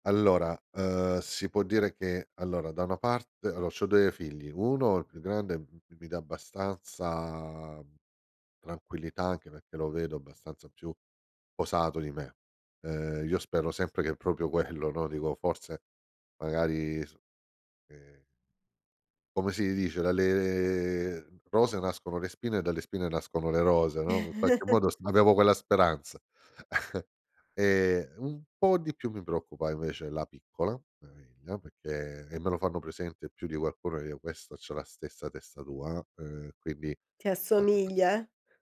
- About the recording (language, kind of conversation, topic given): Italian, podcast, Qual è il rischio più grande che hai corso e cosa ti ha insegnato?
- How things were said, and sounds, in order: drawn out: "Dalle"; chuckle; chuckle